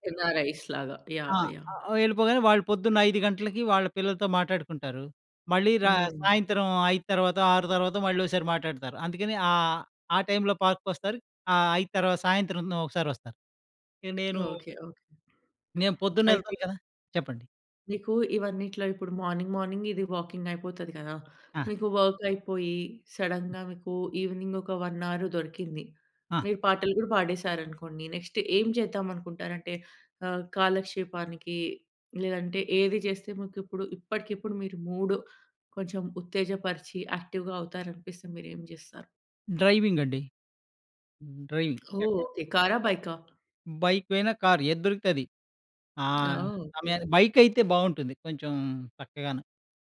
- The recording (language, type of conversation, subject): Telugu, podcast, హాబీని తిరిగి పట్టుకోవడానికి మొదటి చిన్న అడుగు ఏమిటి?
- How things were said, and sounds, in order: in English: "ఎన్ఆర్ఐస్"; in English: "పార్క్‌కి"; in English: "మార్నింగ్, మార్నింగ్"; in English: "వాకింగ్"; in English: "వర్క్"; other noise; in English: "సడన్‍గా"; in English: "ఈవెనింగ్"; in English: "నెక్స్ట్"; in English: "యాక్టివ్‍గా"; in English: "డ్రైవింగ్"; in English: "డ్రైవింగ్"